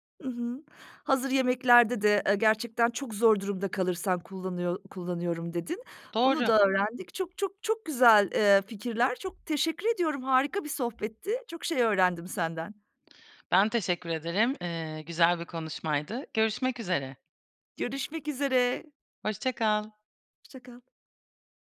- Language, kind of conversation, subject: Turkish, podcast, Haftalık yemek planını nasıl hazırlıyorsun?
- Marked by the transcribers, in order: tapping